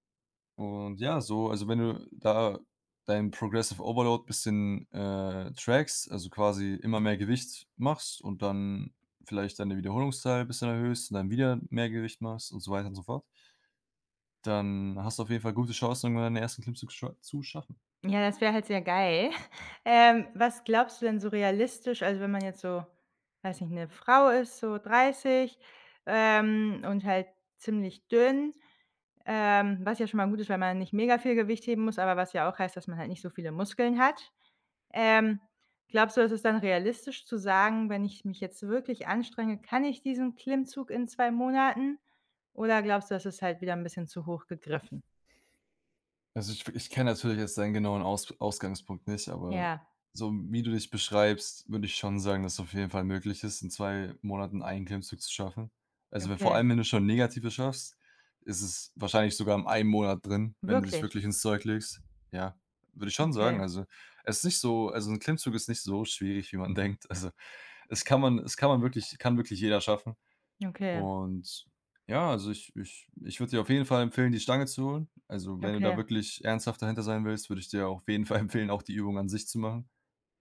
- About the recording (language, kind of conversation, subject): German, advice, Wie kann ich passende Trainingsziele und einen Trainingsplan auswählen, wenn ich unsicher bin?
- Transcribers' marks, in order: in English: "Progressive Overload"; other background noise; chuckle; surprised: "Wirklich?"; laughing while speaking: "denkt. Also"; laughing while speaking: "empfehlen"